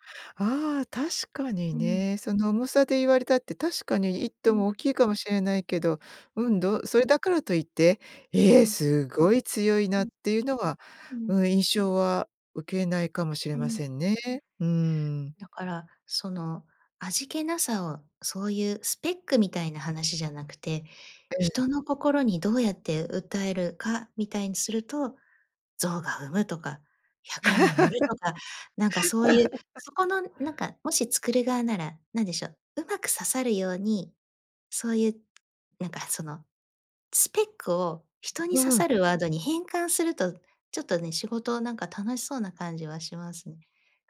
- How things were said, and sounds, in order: laugh; other noise
- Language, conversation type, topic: Japanese, podcast, 昔のCMで記憶に残っているものは何ですか?